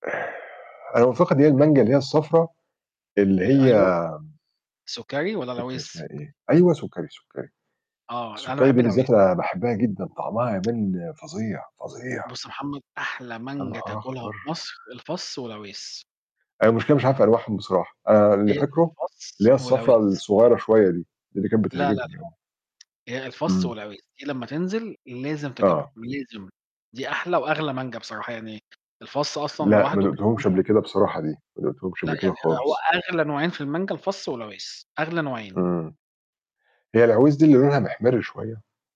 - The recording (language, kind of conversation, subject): Arabic, unstructured, إزاي تقنع حد يجرّب هواية جديدة؟
- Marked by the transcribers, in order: other noise; distorted speech; tapping; tsk; unintelligible speech